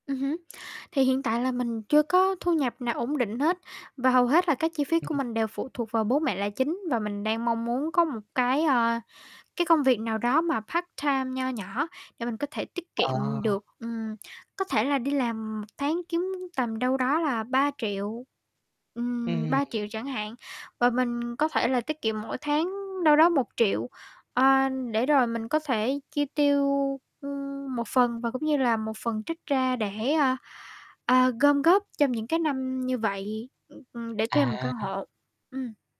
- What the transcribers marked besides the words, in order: tapping; distorted speech; static; in English: "part-time"; other background noise
- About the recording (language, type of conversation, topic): Vietnamese, advice, Tôi muốn tiết kiệm để mua nhà hoặc căn hộ nhưng không biết nên bắt đầu từ đâu?
- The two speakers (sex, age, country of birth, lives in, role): female, 18-19, Vietnam, Vietnam, user; male, 20-24, Vietnam, Vietnam, advisor